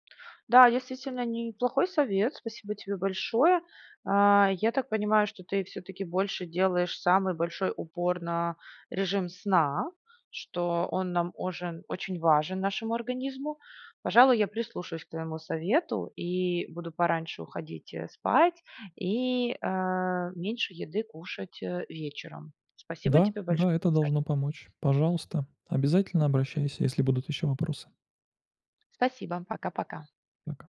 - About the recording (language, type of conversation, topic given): Russian, advice, Как вечерние перекусы мешают сну и самочувствию?
- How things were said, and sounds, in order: tapping; unintelligible speech